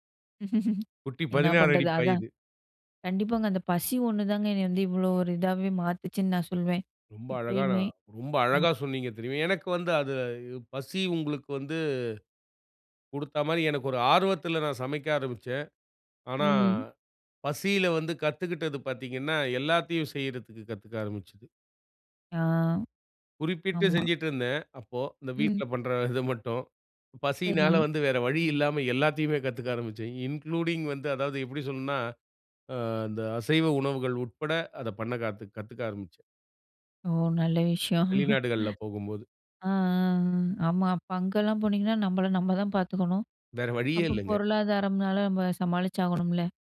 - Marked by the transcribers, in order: chuckle; tapping; other background noise; unintelligible speech; laughing while speaking: "இது"; in English: "இன்க்ளூடிங்"; chuckle; other noise; laughing while speaking: "வழியே இல்லங்க"
- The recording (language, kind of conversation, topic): Tamil, podcast, புதிய விஷயங்கள் கற்றுக்கொள்ள உங்களைத் தூண்டும் காரணம் என்ன?